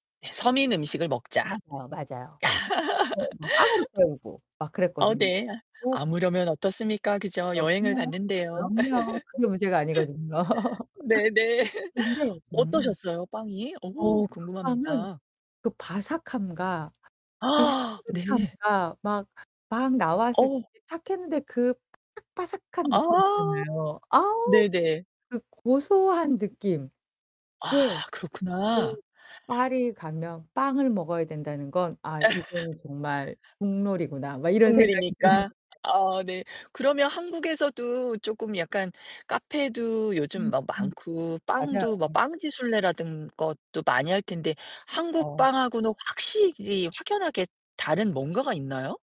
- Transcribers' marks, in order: distorted speech; other background noise; laugh; laugh; laughing while speaking: "네 네"; laugh; laughing while speaking: "아니거든요"; laugh; unintelligible speech; gasp; laugh
- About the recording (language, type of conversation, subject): Korean, podcast, 가장 인상 깊었던 현지 음식은 뭐였어요?